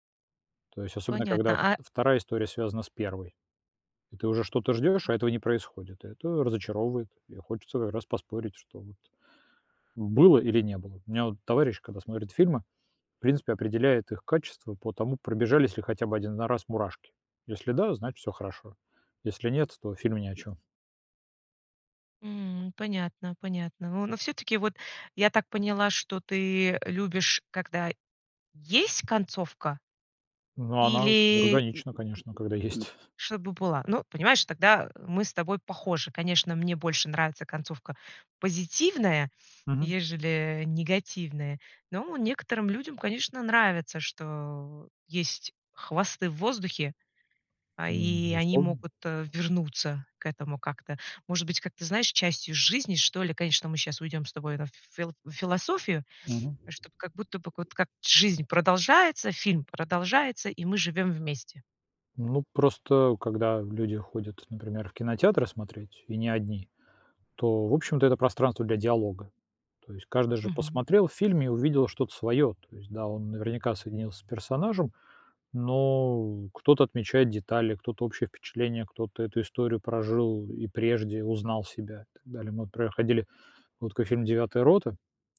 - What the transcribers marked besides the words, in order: tapping; laughing while speaking: "есть"; other background noise
- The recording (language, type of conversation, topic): Russian, podcast, Почему концовки заставляют нас спорить часами?